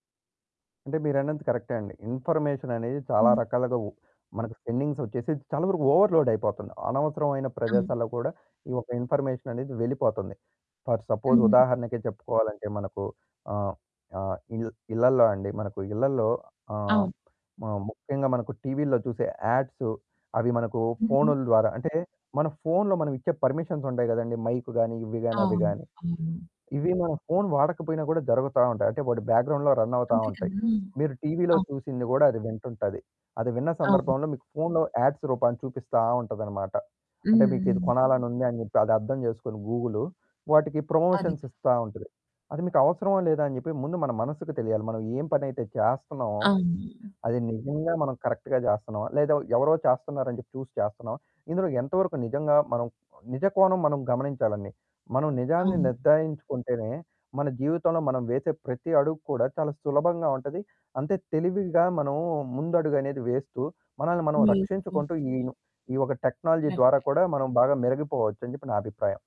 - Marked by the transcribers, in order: in English: "ఇన్ఫర్మేషన్"; in English: "స్పేండింగ్స్"; in English: "ఓవర్‌లోడ్"; in English: "ఇన్ఫర్మేషన్"; static; in English: "ఫర్ సపోజ్"; other background noise; in English: "యాడ్స్"; in English: "పర్మిషన్స్"; in English: "మైక్"; in English: "బ్యాక్‌గ్రౌండ్‌లో రన్"; in English: "యాడ్స్"; in English: "ప్రమోషన్స్"; in English: "కరెక్ట్‌గా"; unintelligible speech; in English: "టెక్నాలజీ"; in English: "కరెక్ట్"
- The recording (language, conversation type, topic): Telugu, podcast, మీకు నిజంగా ఏ సమాచారం అవసరమో మీరు ఎలా నిర్ణయిస్తారు?